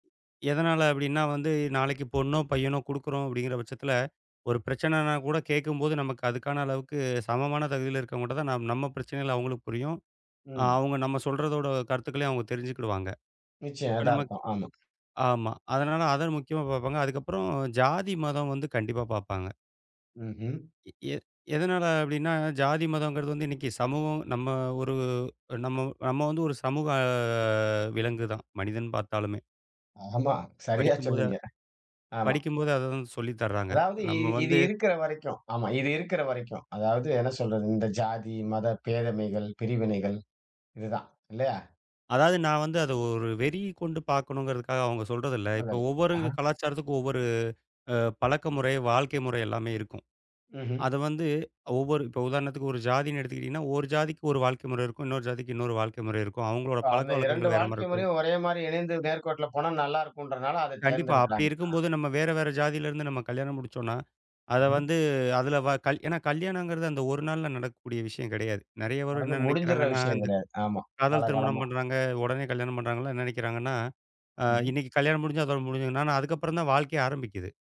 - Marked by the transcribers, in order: other background noise; drawn out: "சமூக"; unintelligible speech; unintelligible speech
- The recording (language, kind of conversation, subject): Tamil, podcast, திருமணத்தில் குடும்பத்தின் எதிர்பார்ப்புகள் எவ்வளவு பெரியதாக இருக்கின்றன?